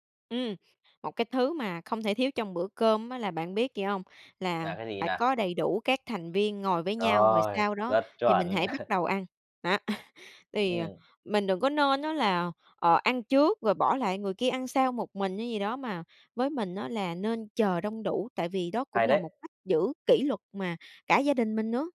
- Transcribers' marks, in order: chuckle
- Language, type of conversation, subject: Vietnamese, podcast, Bạn nghĩ bữa cơm gia đình quan trọng như thế nào đối với mọi người?